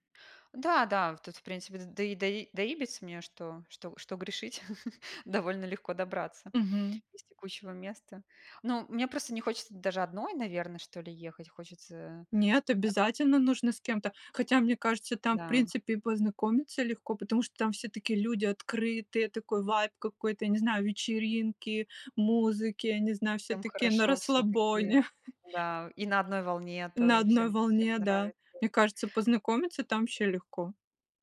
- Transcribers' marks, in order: laugh; other background noise; chuckle
- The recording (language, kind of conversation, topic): Russian, unstructured, Какую роль играет музыка в твоей жизни?